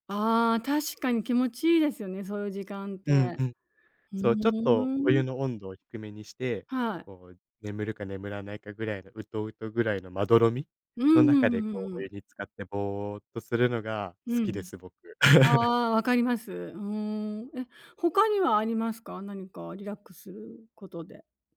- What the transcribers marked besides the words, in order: laugh
- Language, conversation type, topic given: Japanese, podcast, 疲れたとき、家でどうリラックスする？